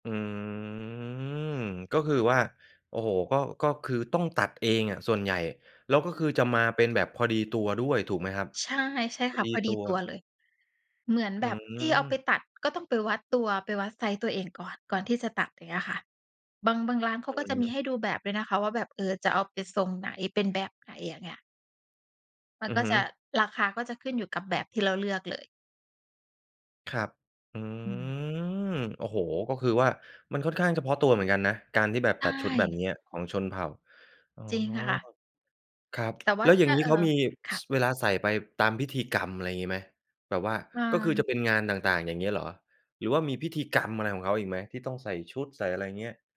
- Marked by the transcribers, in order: drawn out: "อืม"; drawn out: "อืม"; other noise; tapping
- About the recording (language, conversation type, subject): Thai, podcast, สไตล์การแต่งตัวของคุณสะท้อนวัฒนธรรมอย่างไรบ้าง?